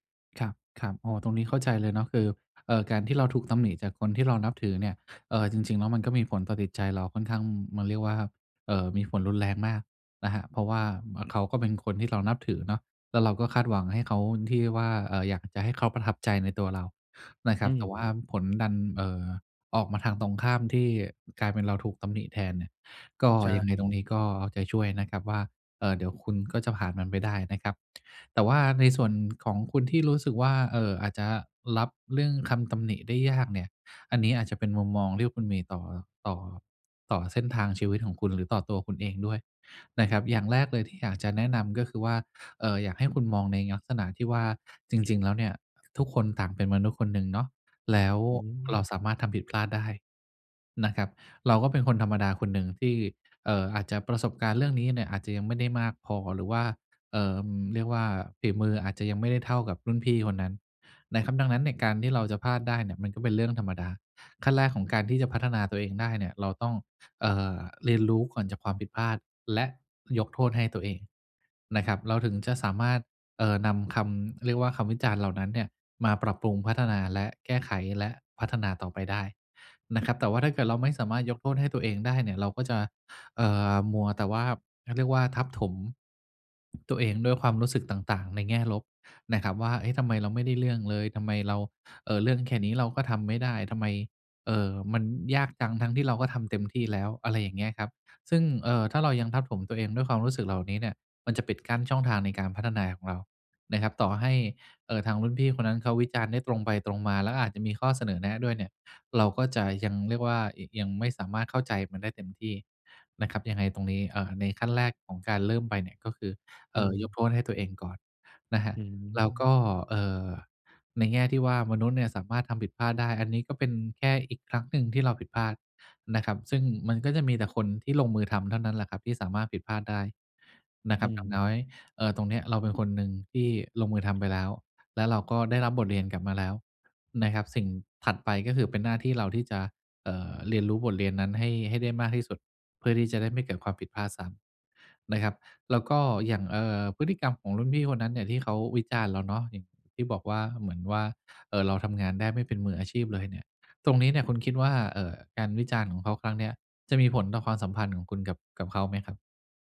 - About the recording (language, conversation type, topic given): Thai, advice, จะรับมือกับความกลัวว่าจะล้มเหลวหรือถูกผู้อื่นตัดสินได้อย่างไร?
- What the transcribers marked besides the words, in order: other noise